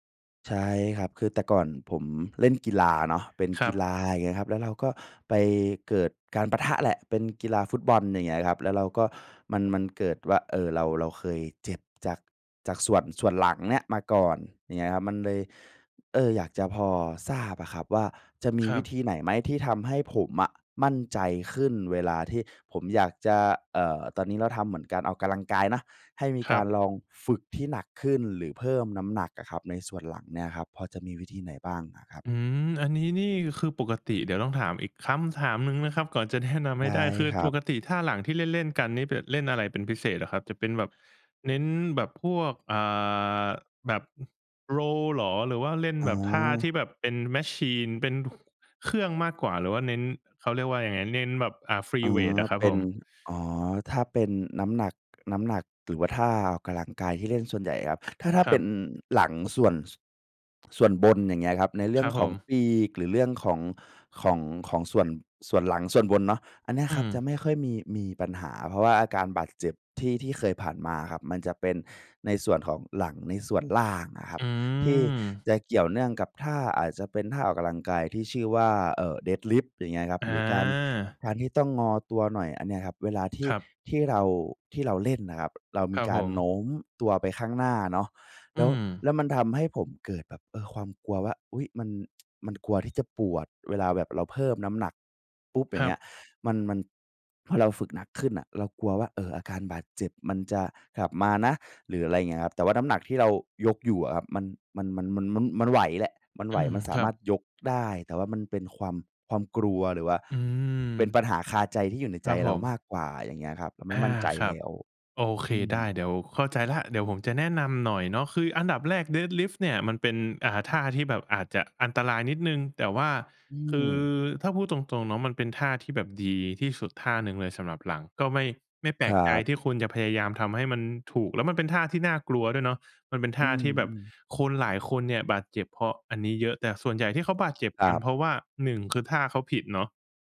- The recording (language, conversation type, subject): Thai, advice, กลัวบาดเจ็บเวลาลองยกน้ำหนักให้หนักขึ้นหรือเพิ่มความเข้มข้นในการฝึก ควรทำอย่างไร?
- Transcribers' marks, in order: tapping; other background noise; laughing while speaking: "แนะ"; in English: "มาชีน"; other noise; drawn out: "อืม"; tsk